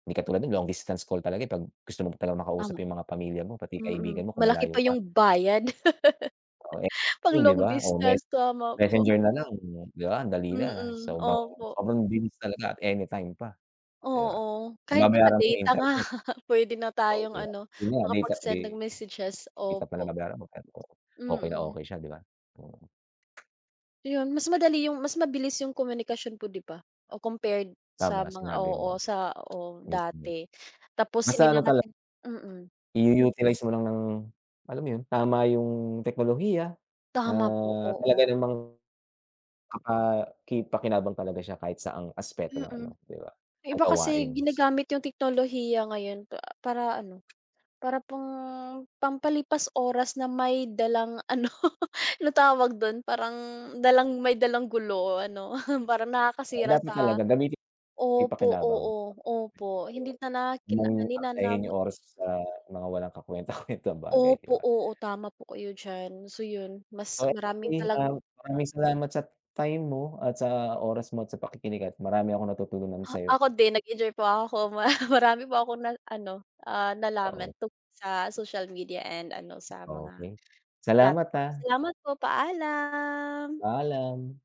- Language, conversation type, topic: Filipino, unstructured, Ano ang mga bagay na nagpapasaya sa iyo kapag gumagamit ka ng teknolohiya?
- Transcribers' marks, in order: laugh; laughing while speaking: "nga"; tapping; other background noise; laughing while speaking: "ano"; chuckle; unintelligible speech; chuckle; laughing while speaking: "mara marami"; drawn out: "paalam"